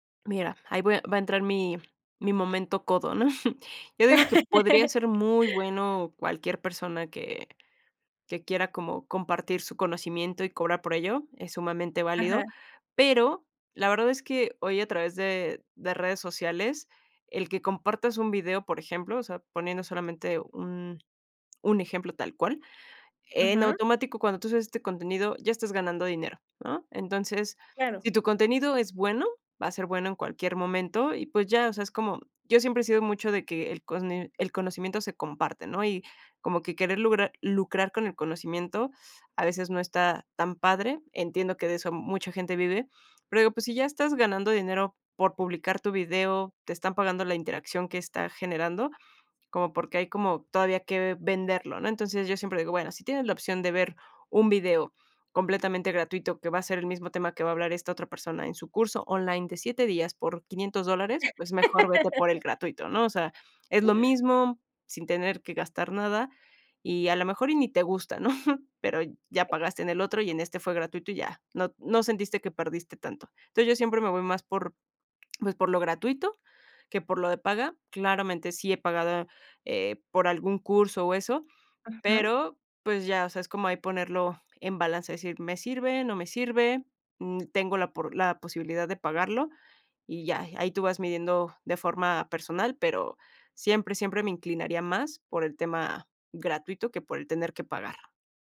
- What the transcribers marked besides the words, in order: chuckle; laugh; laugh; other noise; chuckle; other background noise
- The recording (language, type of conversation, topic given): Spanish, podcast, ¿Cómo usas internet para aprender de verdad?